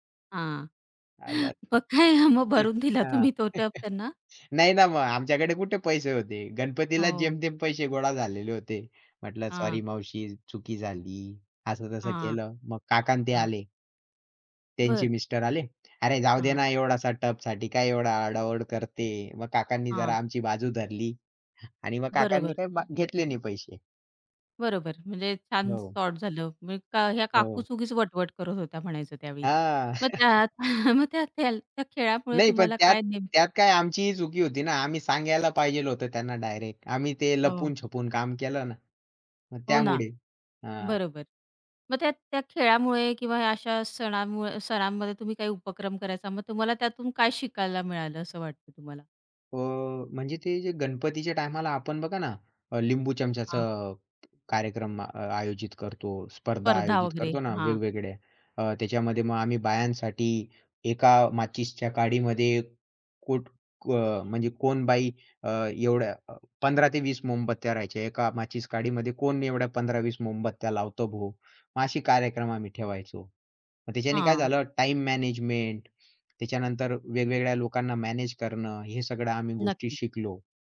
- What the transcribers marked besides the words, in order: laughing while speaking: "मग काय मग भरून दिला तुम्ही तो टब त्यांना?"; unintelligible speech; other background noise; unintelligible speech; chuckle; chuckle; laughing while speaking: "मग त्या त्या"; tapping; "पाहिजे" said as "पाहिजेल"
- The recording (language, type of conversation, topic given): Marathi, podcast, तुमच्या वाडीत लहानपणी खेळलेल्या खेळांची तुम्हाला कशी आठवण येते?